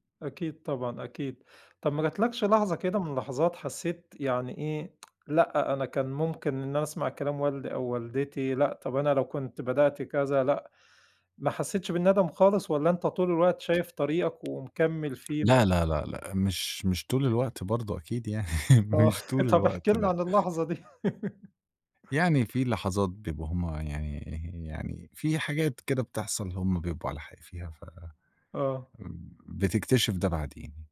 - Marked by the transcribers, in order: tsk; tapping; chuckle; laugh
- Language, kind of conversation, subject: Arabic, podcast, إمتى حسّيت إن شغلك بقى له هدف حقيقي؟